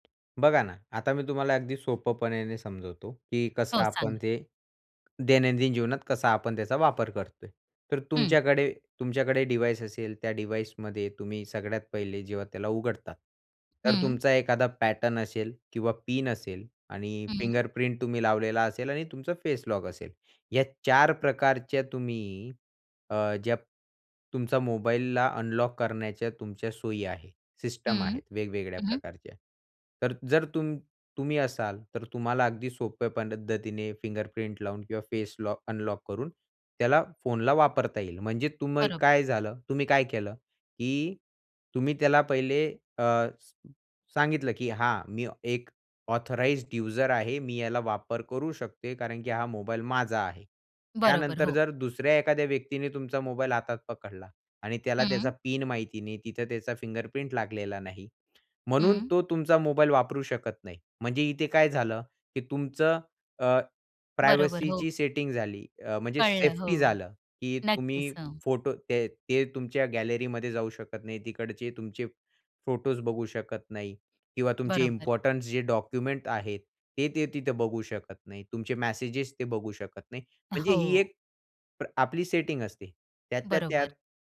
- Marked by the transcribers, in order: tapping; "सोप्यापणाने" said as "सोपपणाने"; in English: "डिवाईस"; in English: "डिवाइसमध्ये"; in English: "पॅटर्न"; in English: "फिंगरप्रिंट"; in English: "फिंगरप्रिंट"; in English: "ऑथराइज्ड यूजर"; in English: "फिंगरप्रिंट"; in English: "प्रायव्हसीची सेटिंग"
- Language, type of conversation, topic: Marathi, podcast, गोपनीयता सेटिंग्ज योग्य रीतीने कशा वापराव्यात?
- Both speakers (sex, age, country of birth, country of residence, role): female, 35-39, India, India, host; male, 20-24, India, India, guest